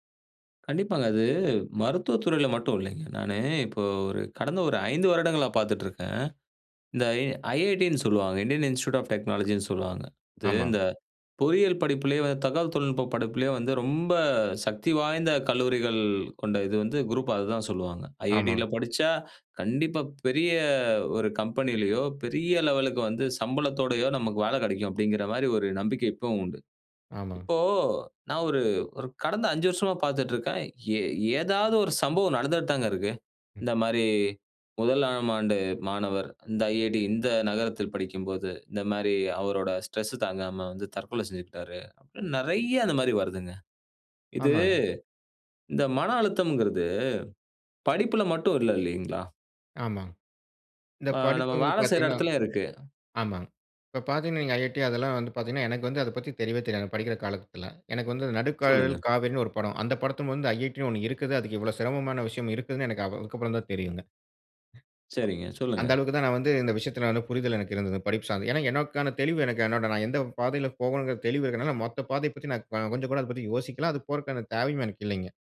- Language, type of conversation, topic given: Tamil, podcast, தியானம் மனஅழுத்தத்தை சமாளிக்க எப்படிப் உதவுகிறது?
- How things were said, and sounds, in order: in English: "இந்தியன் இன்ஸ்டிடியூட் ஆப் டெக்னாலஜின்னு"; in English: "லெவலுக்கு"; other noise; in English: "ஸ்ட்ரெஸ்"; other background noise